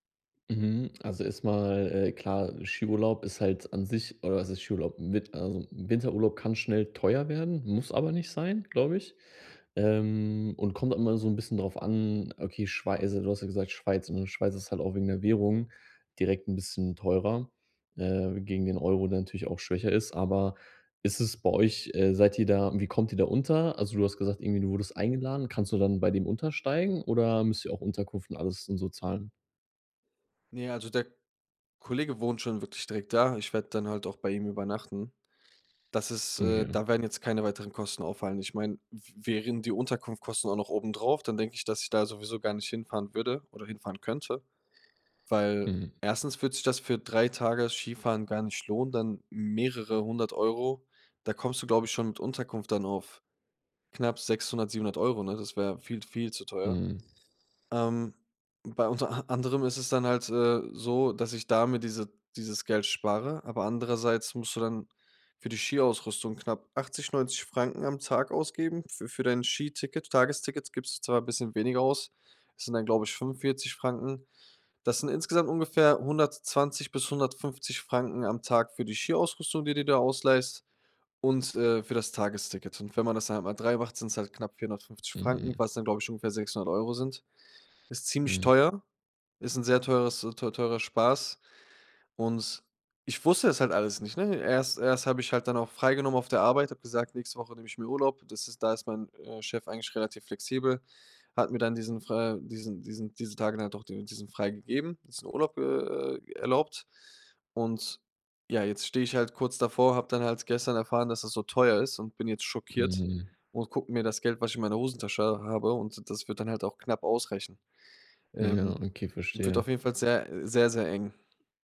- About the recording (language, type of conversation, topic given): German, advice, Wie kann ich trotz begrenztem Budget und wenig Zeit meinen Urlaub genießen?
- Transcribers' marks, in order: none